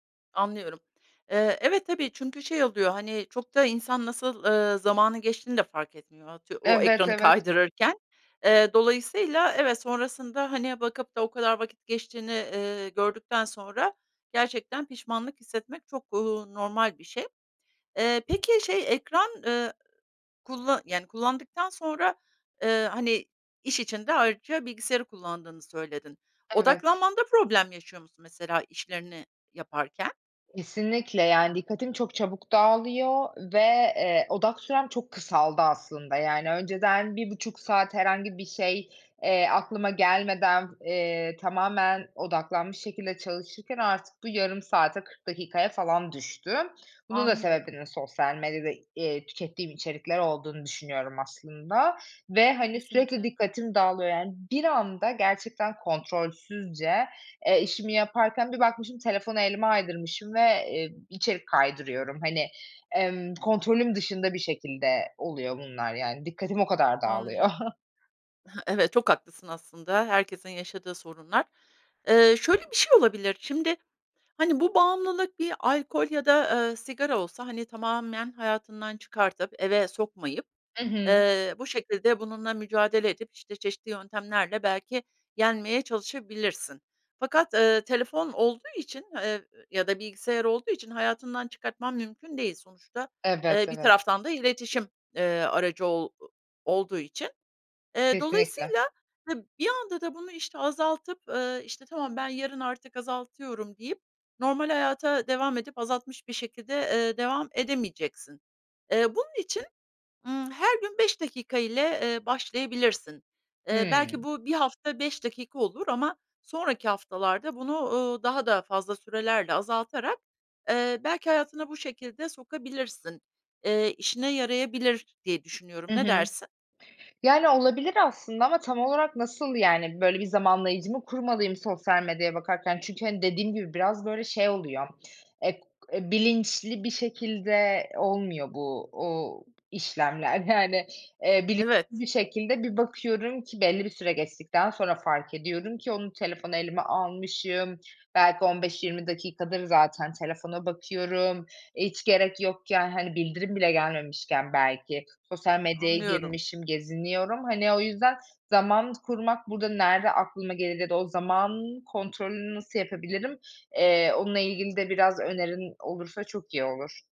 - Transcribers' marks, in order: giggle; other background noise; tapping
- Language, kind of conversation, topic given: Turkish, advice, Sosyal medya ve telefon yüzünden dikkatimin sürekli dağılmasını nasıl önleyebilirim?